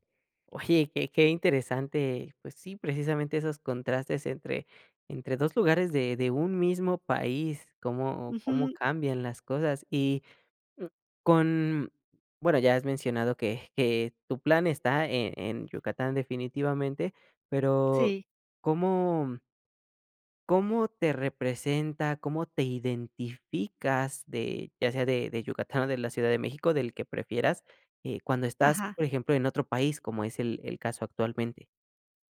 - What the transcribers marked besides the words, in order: none
- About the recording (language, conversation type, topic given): Spanish, podcast, ¿Qué significa para ti decir que eres de algún lugar?